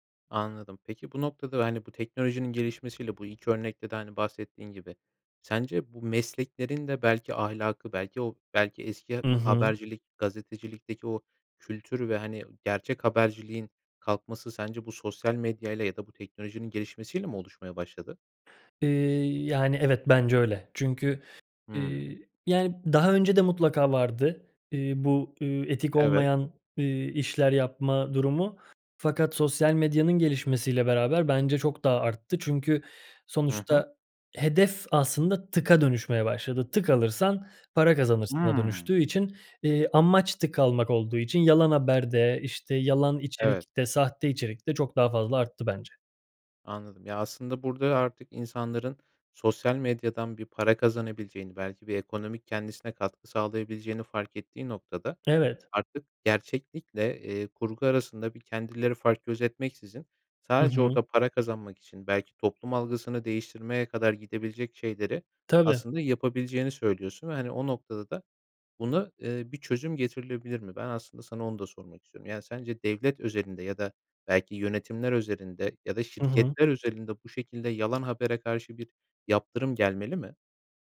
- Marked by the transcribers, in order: tapping; other background noise
- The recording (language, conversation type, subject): Turkish, podcast, Sosyal medyada gerçeklik ile kurgu arasındaki çizgi nasıl bulanıklaşıyor?